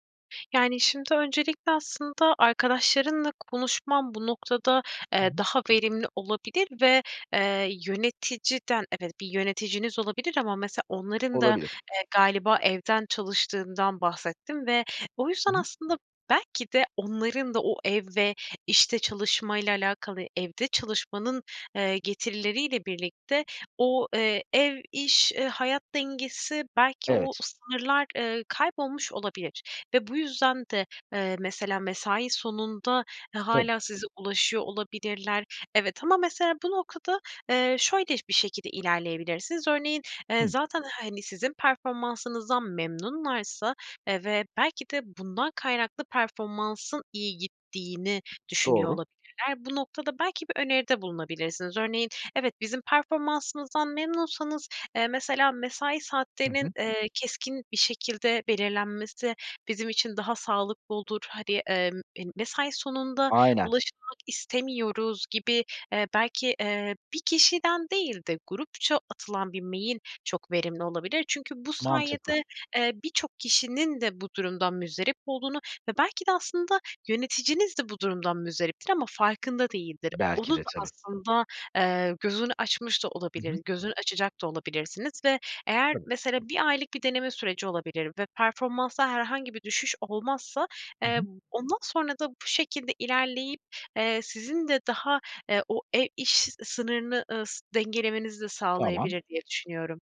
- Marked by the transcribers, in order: tapping
- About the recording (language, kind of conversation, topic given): Turkish, advice, Evde veya işte sınır koymakta neden zorlanıyorsunuz?